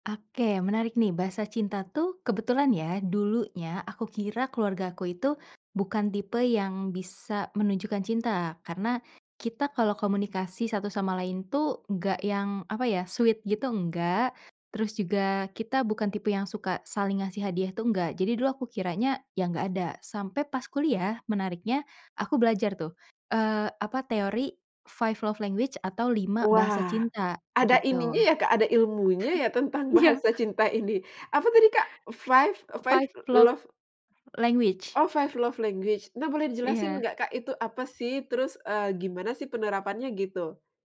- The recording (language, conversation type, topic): Indonesian, podcast, Bagaimana pengalamanmu saat pertama kali menyadari bahasa cinta keluargamu?
- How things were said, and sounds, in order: in English: "sweet"; in English: "five love language"; chuckle; laughing while speaking: "Iya!"; in English: "Flve"; in English: "five love"; in English: "five love language"; in English: "five love language"; tapping